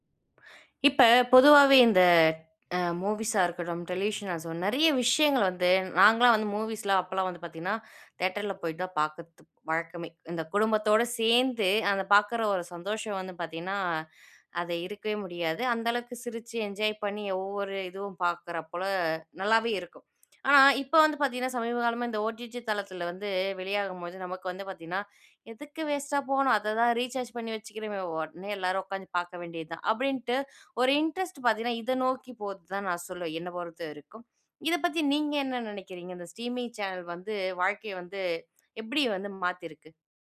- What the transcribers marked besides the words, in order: in English: "ஸ்ட்ரீமிங் சேனல்"
- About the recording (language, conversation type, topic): Tamil, podcast, ஸ்ட்ரீமிங் சேனல்கள் வாழ்க்கையை எப்படி மாற்றின என்று நினைக்கிறாய்?